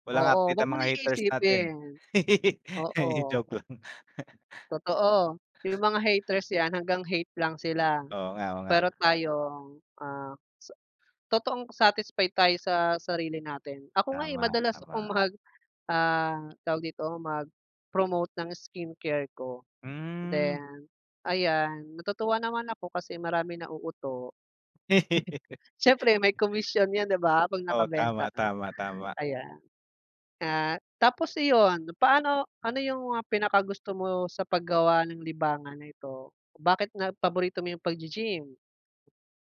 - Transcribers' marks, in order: laugh; laughing while speaking: "Joke lang"; chuckle; laugh
- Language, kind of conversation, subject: Filipino, unstructured, Ano ang paborito mong libangan, at bakit?